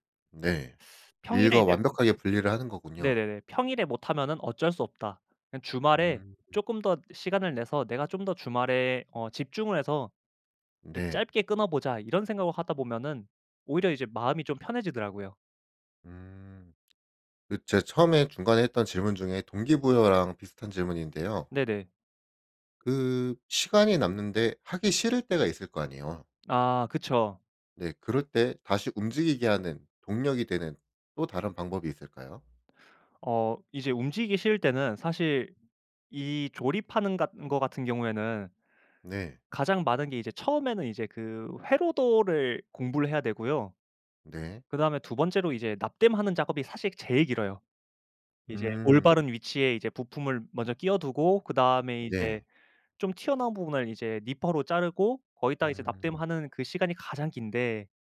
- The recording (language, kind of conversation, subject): Korean, podcast, 취미를 오래 유지하는 비결이 있다면 뭐예요?
- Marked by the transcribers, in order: teeth sucking; tapping